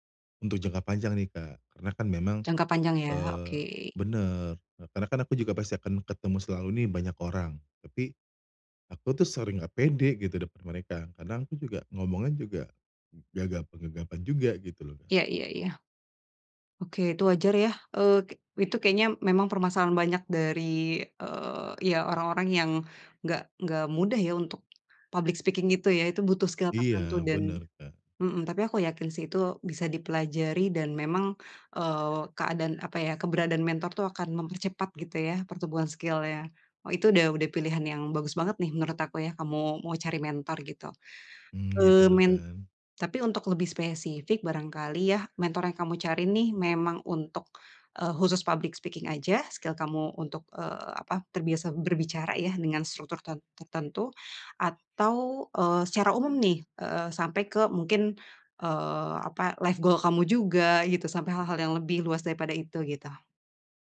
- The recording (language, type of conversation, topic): Indonesian, advice, Bagaimana cara menemukan mentor yang cocok untuk pertumbuhan karier saya?
- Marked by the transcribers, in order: other background noise; in English: "public speaking"; in English: "skill"; in English: "skill-nya"; in English: "public speaking"; in English: "skill"; in English: "life goal"